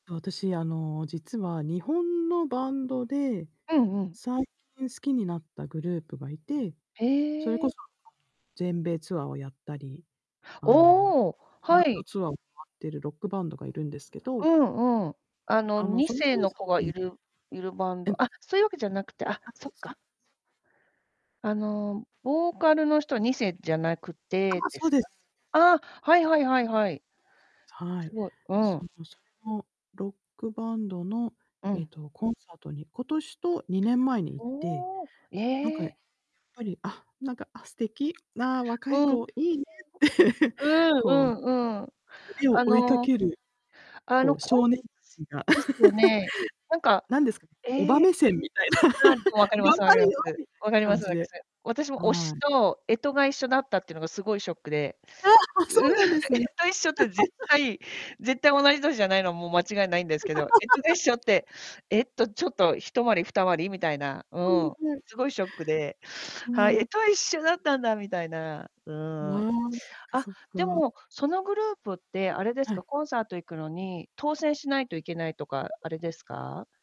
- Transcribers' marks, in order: distorted speech; other background noise; background speech; static; laughing while speaking: "いいねって"; chuckle; chuckle; laughing while speaking: "みたいな"; laugh; laughing while speaking: "うん"; laugh; laugh
- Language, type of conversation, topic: Japanese, unstructured, 自分の夢が実現したら、まず何をしたいですか？